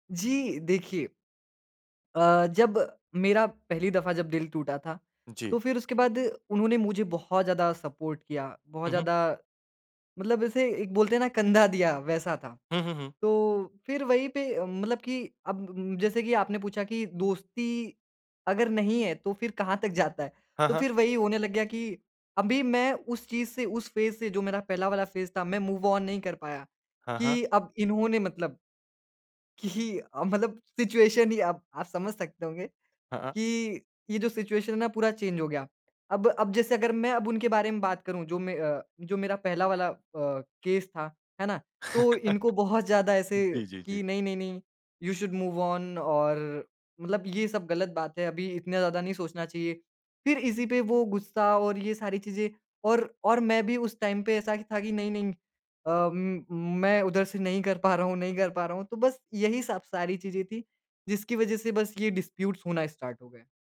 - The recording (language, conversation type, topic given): Hindi, podcast, किसी टूटे हुए रिश्ते को आप फिर से कैसे जोड़ने की कोशिश करेंगे?
- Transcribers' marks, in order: in English: "सपोर्ट"; in English: "फ़ेज़"; in English: "फ़ेज़"; in English: "मूव-ऑन"; laughing while speaking: "कि"; in English: "सिचुएशन"; in English: "सिचुएशन"; in English: "चेंज"; in English: "केस"; chuckle; in English: "यू शुड मूव-ऑन"; in English: "डिस्प्यूट्स"; in English: "स्टार्ट"